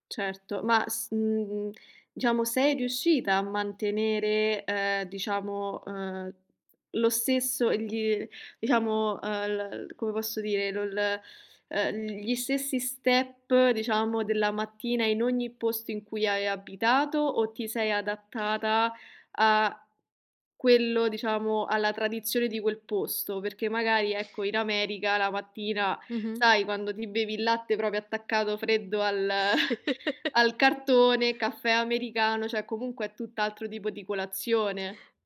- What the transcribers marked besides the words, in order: tapping; chuckle; "cioè" said as "ceh"
- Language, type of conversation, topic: Italian, podcast, Quali piccoli rituali rendono speciale la tua mattina?